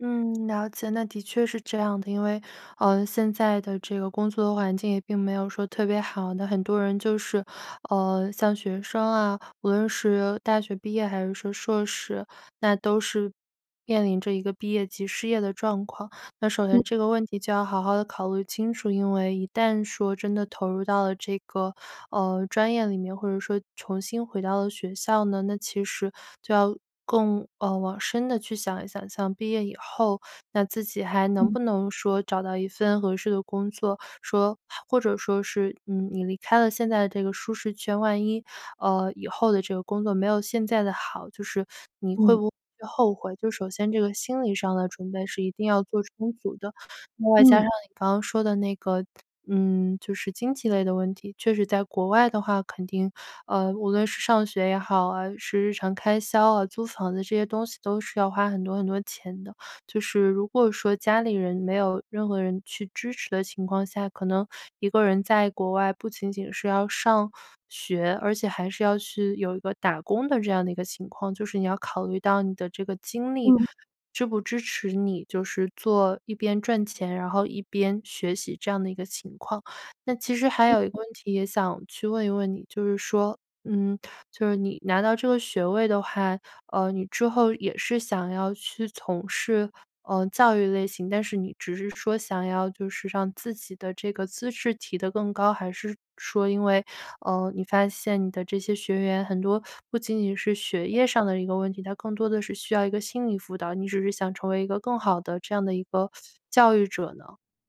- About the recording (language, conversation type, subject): Chinese, advice, 我该选择回学校继续深造，还是继续工作？
- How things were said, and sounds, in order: other background noise; other noise; teeth sucking